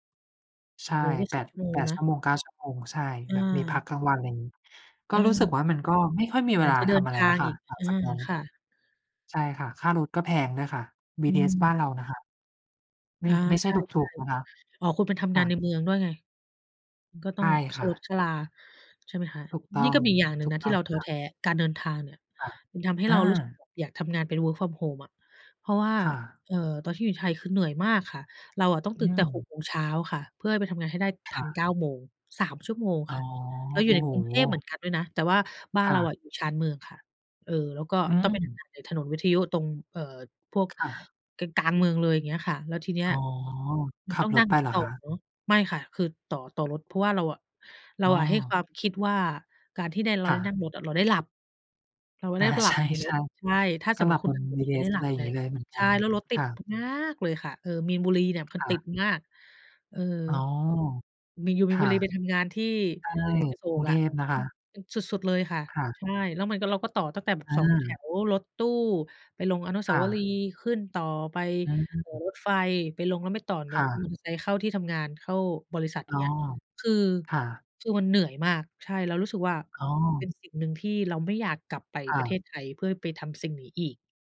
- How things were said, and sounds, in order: in English: "Work from home"; laughing while speaking: "ใช่ ๆ"; tapping; stressed: "มาก"
- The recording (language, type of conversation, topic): Thai, unstructured, คุณเคยรู้สึกท้อแท้กับงานไหม และจัดการกับความรู้สึกนั้นอย่างไร?